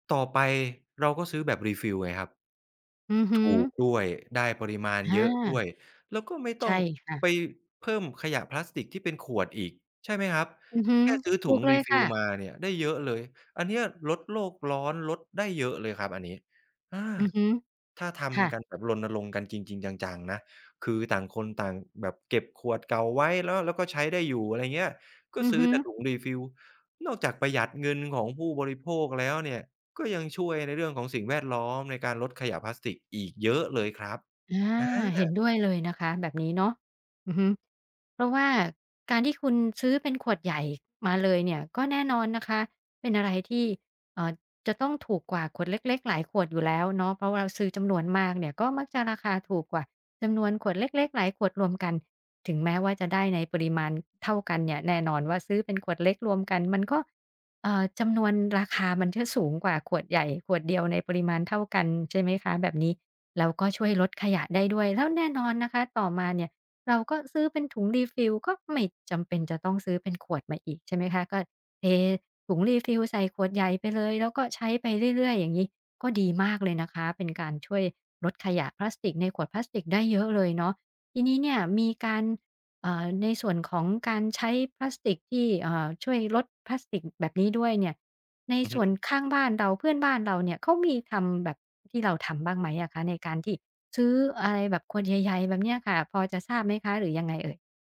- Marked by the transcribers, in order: in English: "Refill"; in English: "Refill"; in English: "Refill"; tapping; in English: "Refill"; in English: "Refill"
- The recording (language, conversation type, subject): Thai, podcast, คุณคิดอย่างไรเกี่ยวกับขยะพลาสติกในชีวิตประจำวันของเรา?